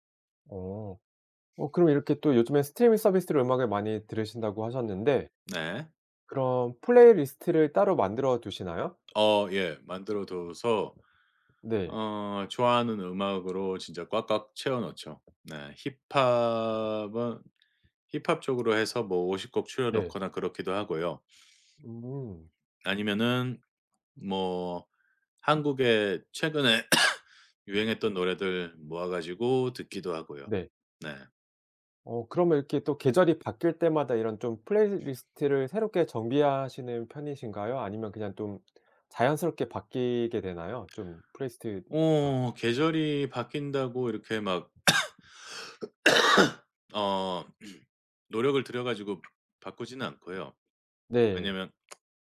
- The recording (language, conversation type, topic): Korean, podcast, 계절마다 떠오르는 노래가 있으신가요?
- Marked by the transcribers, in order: tapping; other background noise; cough; cough; throat clearing